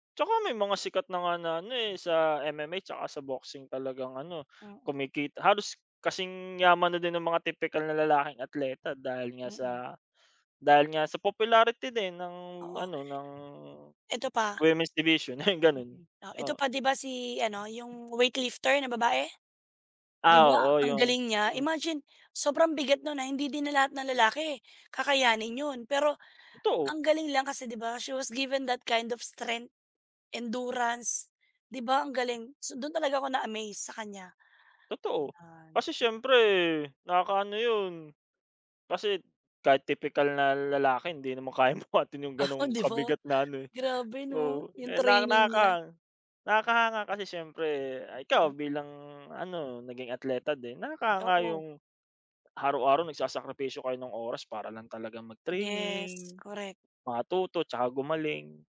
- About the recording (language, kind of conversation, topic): Filipino, unstructured, Sa palagay mo, may diskriminasyon ba sa palakasan laban sa mga babae?
- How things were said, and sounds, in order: laughing while speaking: "eh, ganun"; tapping; in English: "She was given that kind of strength, endurance"; laughing while speaking: "kayang buhatin"; laughing while speaking: "Uh, di ba?"